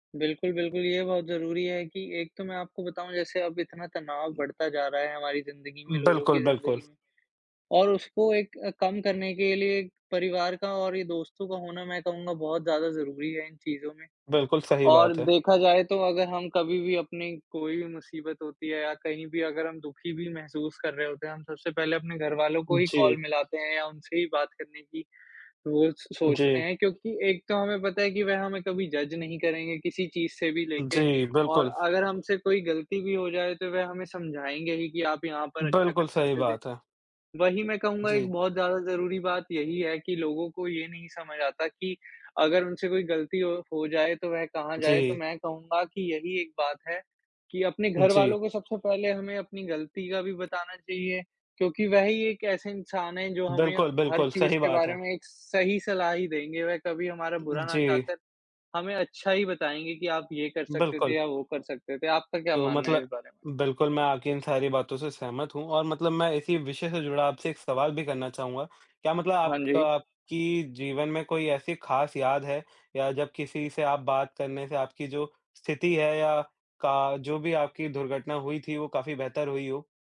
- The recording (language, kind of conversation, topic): Hindi, unstructured, दोस्तों या परिवार से बात करना आपको कैसे मदद करता है?
- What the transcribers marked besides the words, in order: in English: "जज"